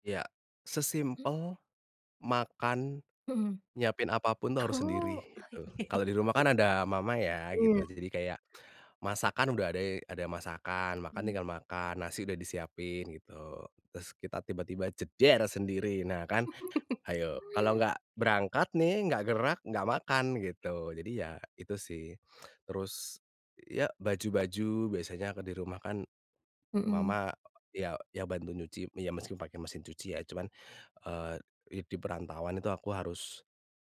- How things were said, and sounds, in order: throat clearing; laughing while speaking: "Oh oh iy"; other background noise; chuckle; chuckle
- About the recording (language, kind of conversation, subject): Indonesian, podcast, Bagaimana kamu menilai tawaran kerja yang mengharuskan kamu jauh dari keluarga?
- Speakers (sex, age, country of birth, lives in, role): female, 25-29, Indonesia, Indonesia, host; male, 30-34, Indonesia, Indonesia, guest